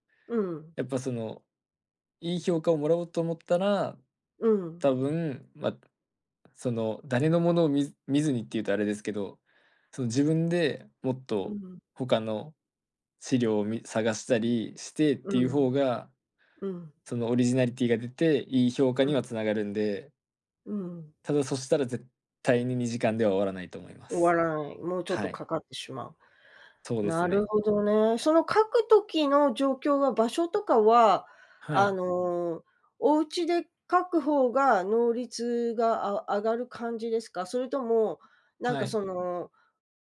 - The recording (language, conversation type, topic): Japanese, advice, 締め切りにいつもギリギリで焦ってしまうのはなぜですか？
- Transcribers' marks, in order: other noise